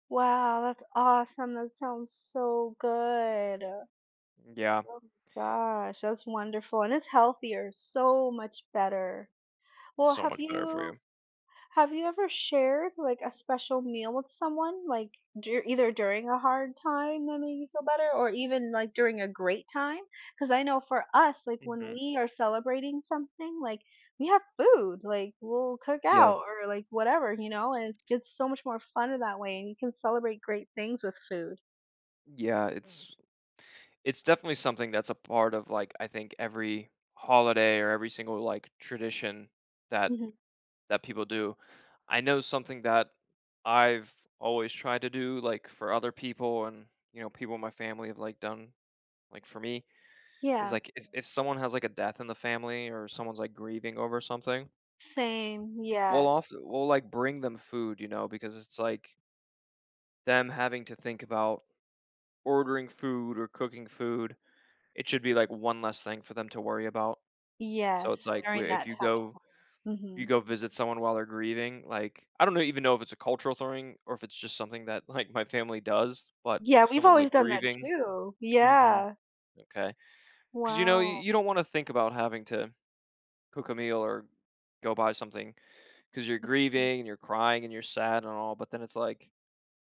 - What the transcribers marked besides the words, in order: drawn out: "good"; other background noise
- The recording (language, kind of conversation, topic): English, unstructured, Why do you think sharing meals can help people feel better during difficult times?
- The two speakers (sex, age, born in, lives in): female, 35-39, United States, United States; male, 30-34, United States, United States